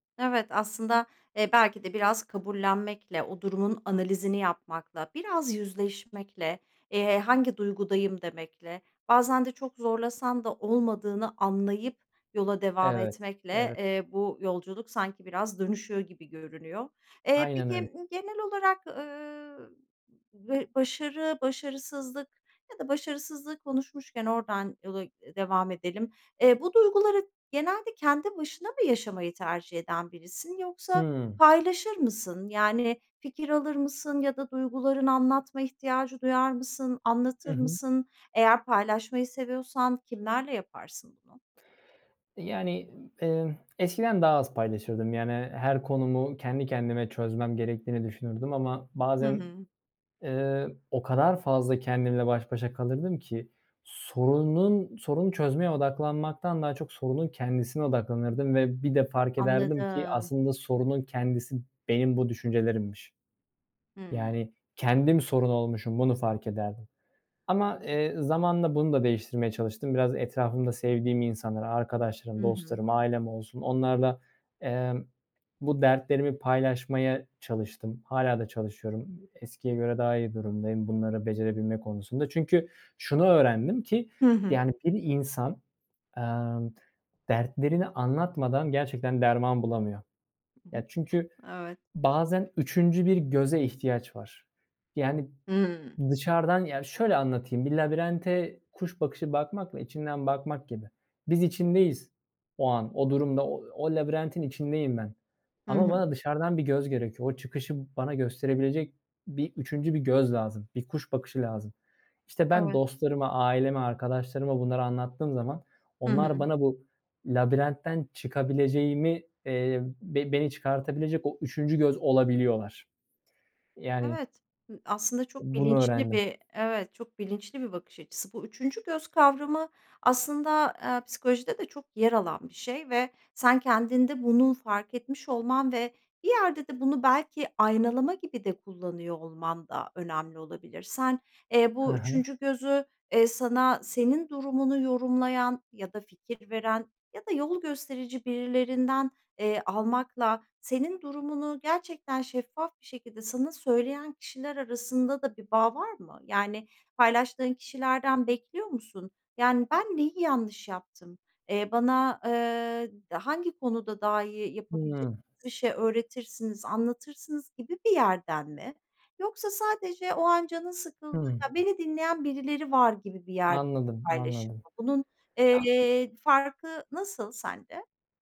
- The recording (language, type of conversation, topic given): Turkish, podcast, Hayatında başarısızlıktan öğrendiğin en büyük ders ne?
- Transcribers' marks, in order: tapping; other background noise; chuckle; other noise